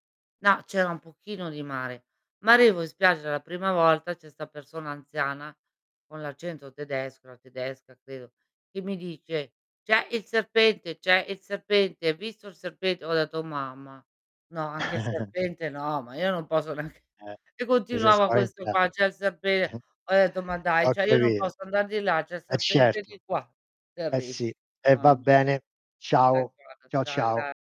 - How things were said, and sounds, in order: other background noise; put-on voice: "C'è il serpente, c'è il serpente"; distorted speech; chuckle; laughing while speaking: "neanche"; tapping; "serpente" said as "serpede"; chuckle; "cioè" said as "ceh"
- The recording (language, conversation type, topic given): Italian, unstructured, Qual è stato il tuo viaggio più deludente e perché?